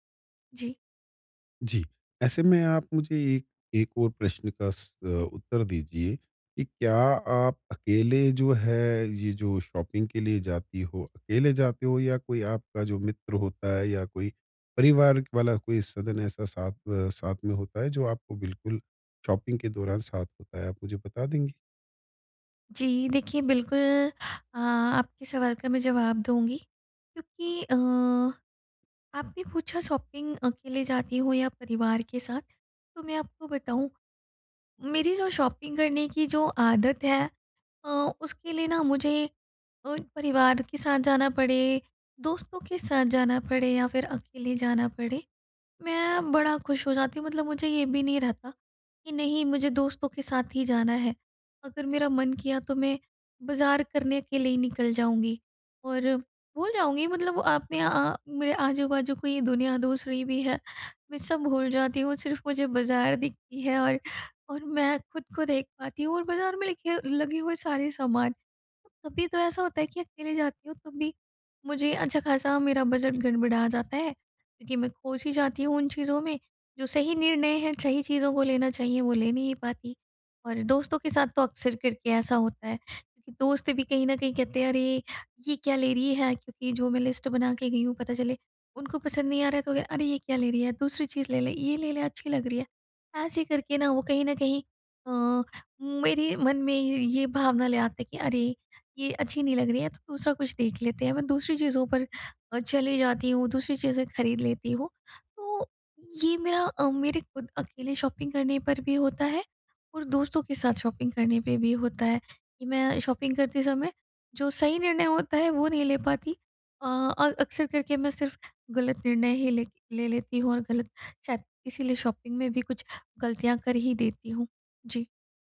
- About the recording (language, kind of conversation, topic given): Hindi, advice, शॉपिंग करते समय सही निर्णय कैसे लूँ?
- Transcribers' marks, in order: in English: "शॉपिंग"; in English: "शॉपिंग"; in English: "शॉपिंग"; in English: "शॉपिंग"; in English: "लिस्ट"; in English: "शॉपिंग"; in English: "शॉपिंग"; in English: "शॉपिंग"; in English: "शॉपिंग"